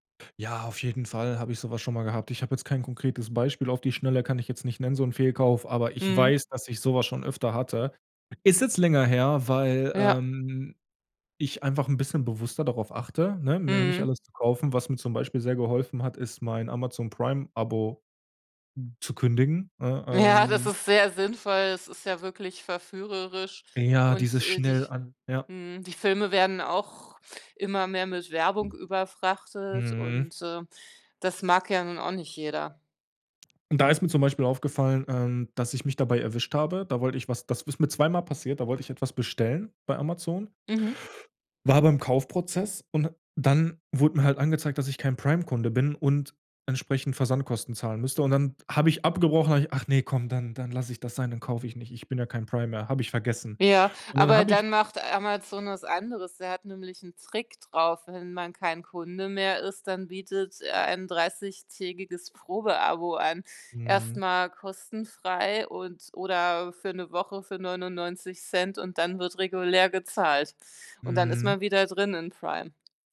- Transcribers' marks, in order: other background noise
- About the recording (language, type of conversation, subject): German, podcast, Wie probierst du neue Dinge aus, ohne gleich alles zu kaufen?